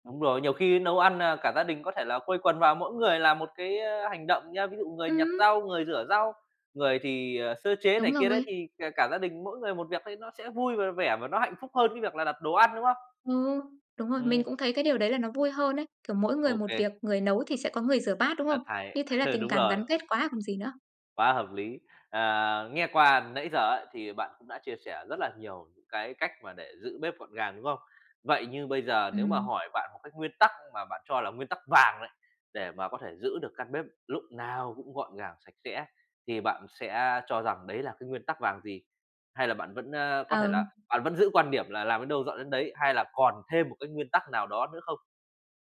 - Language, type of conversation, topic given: Vietnamese, podcast, Bạn có mẹo nào để giữ bếp luôn gọn gàng không?
- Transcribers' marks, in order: tapping; laughing while speaking: "Ừ"; other background noise